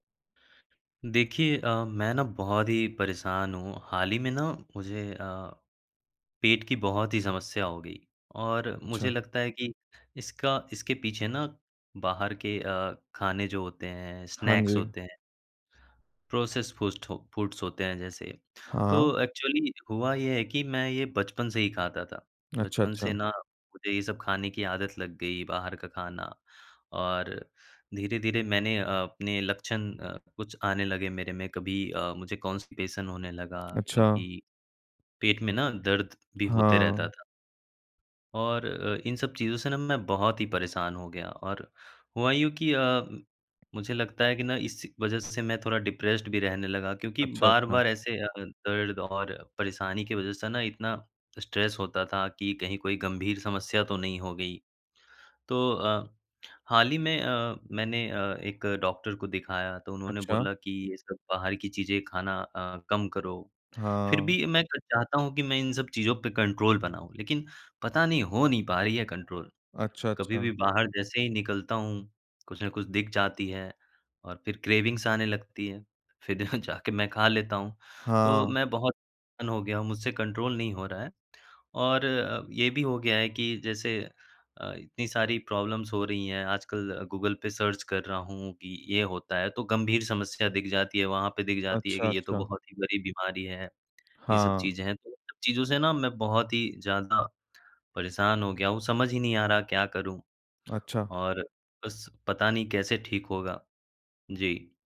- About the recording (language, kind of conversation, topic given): Hindi, advice, आपकी खाने की तीव्र इच्छा और बीच-बीच में खाए जाने वाले नाश्तों पर आपका नियंत्रण क्यों छूट जाता है?
- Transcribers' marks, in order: in English: "स्नैक्स"; in English: "प्रोसेस फू फूड्स"; in English: "एक्चुअली"; in English: "कॉन्स्टिपेशन"; in English: "डिप्रेस्ड"; in English: "स्ट्रेस"; in English: "कंट्रोल"; in English: "कंट्रोल"; in English: "क्रेविंग्स"; laughing while speaking: "फिर जा जाके मैं खा"; in English: "कंट्रोल"; in English: "प्रॉब्लम्स"; in English: "सर्च"